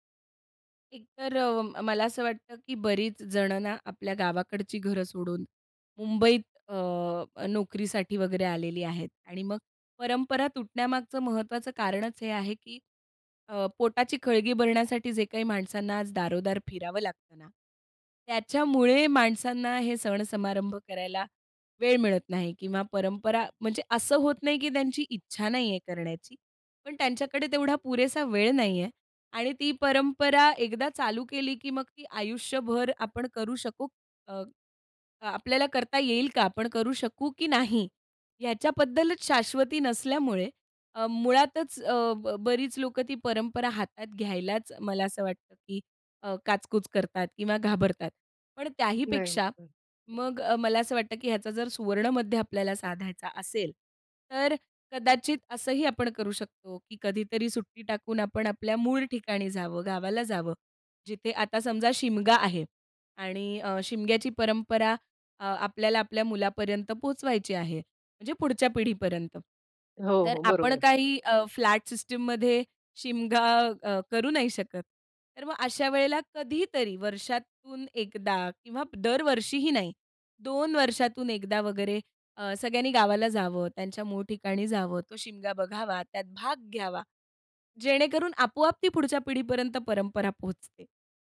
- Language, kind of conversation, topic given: Marathi, podcast, कुठल्या परंपरा सोडाव्यात आणि कुठल्या जपाव्यात हे तुम्ही कसे ठरवता?
- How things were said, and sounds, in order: unintelligible speech; in English: "फ्लॅट सिस्टममध्ये"